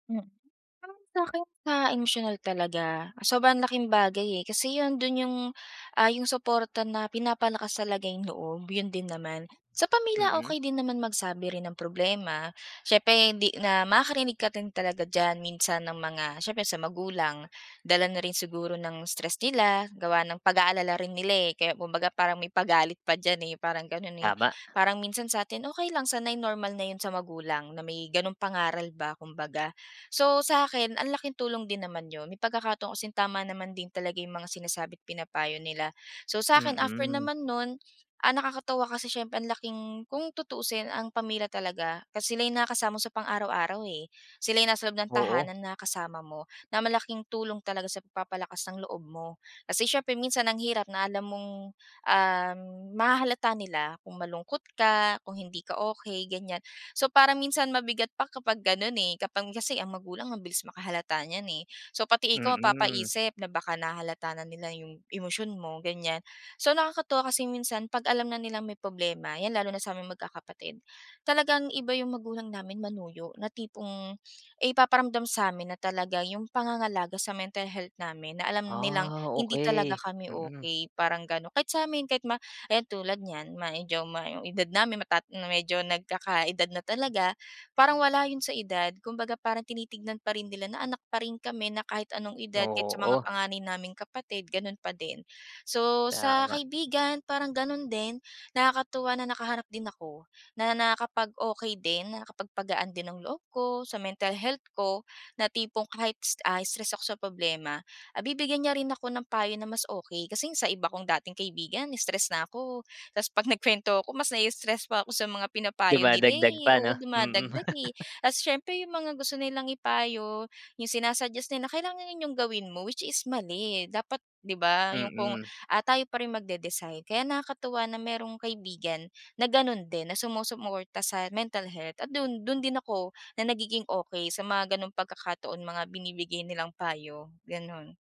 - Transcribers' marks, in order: tapping; "medyo" said as "maedyo"; other noise; other background noise; chuckle; "sumusuporta" said as "sumusumorta"
- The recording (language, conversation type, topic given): Filipino, podcast, Ano ang ginagampanang papel ng pamilya at mga kaibigan sa pagbangon mo?